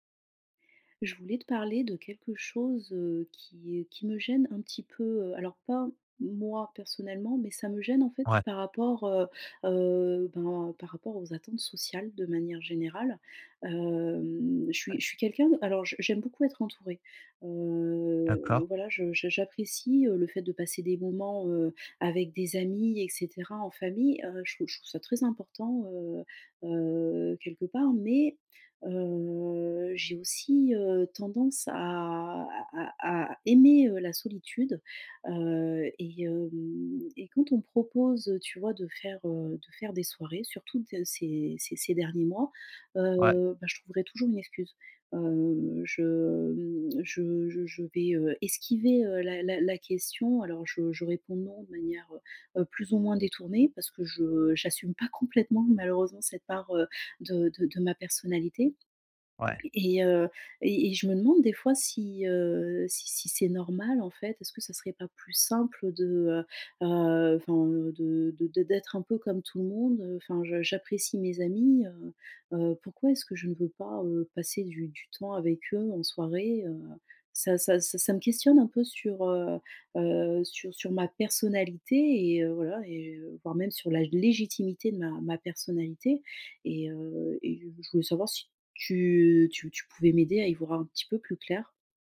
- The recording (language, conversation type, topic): French, advice, Pourquoi est-ce que je n’ai plus envie d’aller en soirée ces derniers temps ?
- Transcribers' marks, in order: tapping; stressed: "moi"; other background noise; stressed: "Mais"; tongue click; stressed: "simple"; stressed: "légitimité"